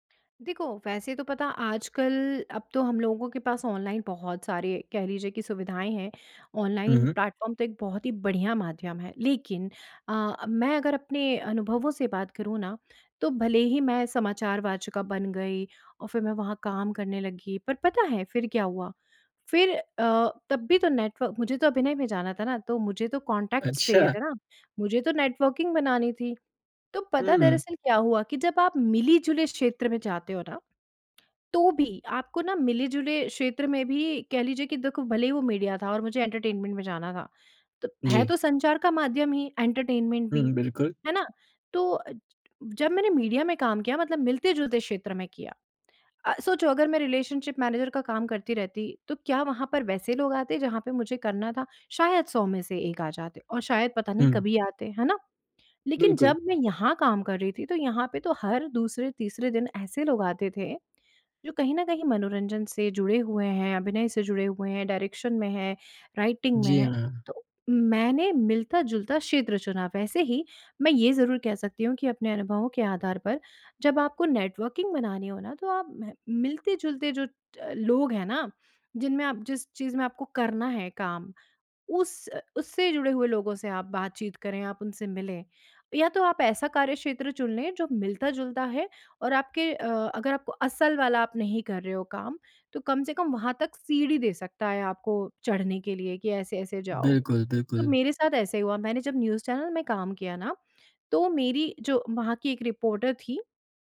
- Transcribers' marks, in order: in English: "कॉन्टैक्ट्स"; in English: "नेटवर्किंग"; tongue click; in English: "एंटरटेनमेंट"; in English: "एंटरटेनमेंट"; in English: "रिलेशनशिप मैनेज़र"; in English: "डायरेक्शन"; in English: "राइटिंग"; in English: "नेटवर्किंग"; in English: "न्यूज़"; in English: "रिपोर्टर"
- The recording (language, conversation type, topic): Hindi, podcast, करियर बदलने के लिए नेटवर्किंग कितनी महत्वपूर्ण होती है और इसके व्यावहारिक सुझाव क्या हैं?